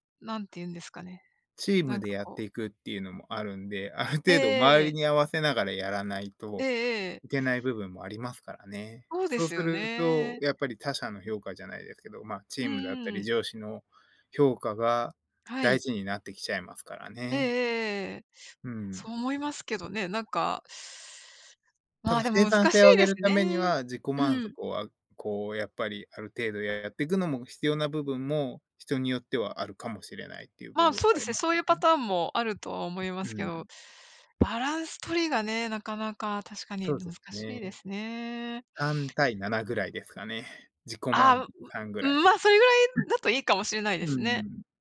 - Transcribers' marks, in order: other background noise
- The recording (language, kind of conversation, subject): Japanese, unstructured, 自己満足と他者からの評価のどちらを重視すべきだと思いますか？